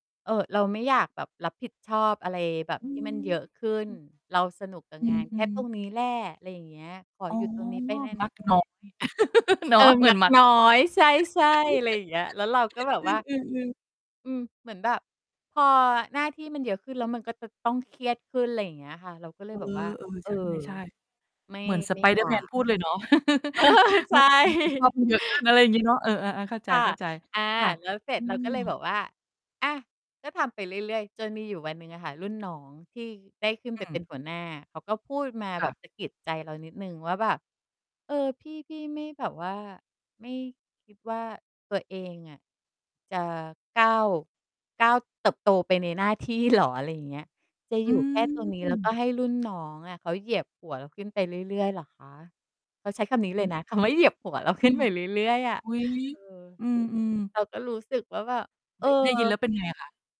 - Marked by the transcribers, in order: distorted speech; chuckle; chuckle; chuckle; laughing while speaking: "เออ ใช่"; laughing while speaking: "ที่เหรอ ?"; unintelligible speech
- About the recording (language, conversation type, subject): Thai, podcast, คุณช่วยเล่าเรื่องความล้มเหลวที่สอนคุณมากที่สุดได้ไหม?